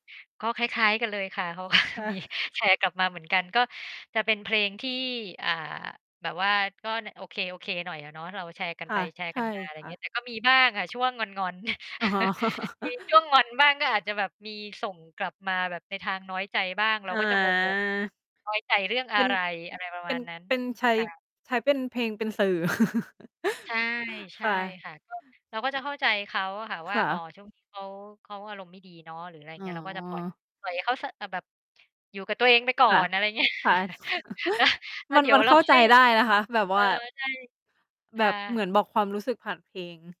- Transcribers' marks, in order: laughing while speaking: "เพราะว่ามี"; tapping; mechanical hum; laughing while speaking: "อ๋อ"; chuckle; distorted speech; laugh; other background noise; chuckle; laughing while speaking: "เงี้ย"; laugh
- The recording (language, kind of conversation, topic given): Thai, unstructured, เพลงโปรดของคุณสะท้อนตัวตนของคุณอย่างไรบ้าง?